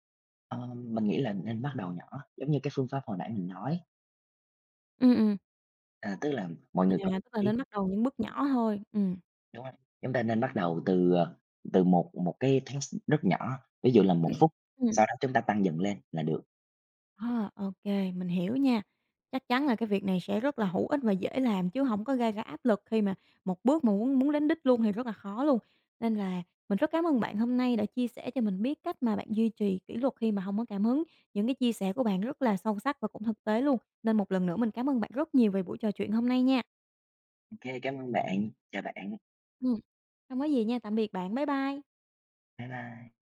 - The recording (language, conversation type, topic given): Vietnamese, podcast, Làm sao bạn duy trì kỷ luật khi không có cảm hứng?
- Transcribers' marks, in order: unintelligible speech; in English: "task"; other background noise; tapping